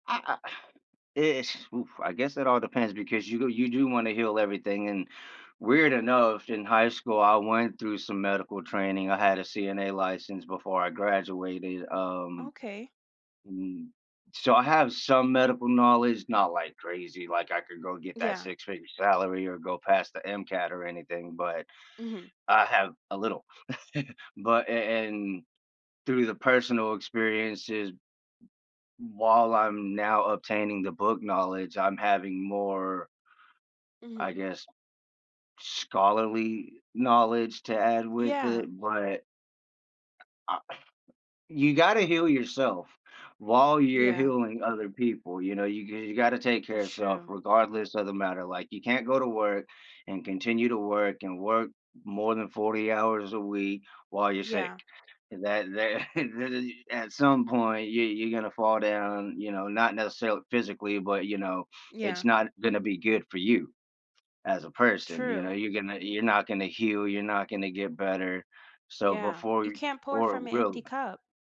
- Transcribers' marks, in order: exhale; chuckle; exhale; laughing while speaking: "that"; tapping
- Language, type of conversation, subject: English, unstructured, How might having the power to heal influence your choices and relationships?
- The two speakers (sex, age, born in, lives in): female, 25-29, United States, United States; male, 40-44, United States, United States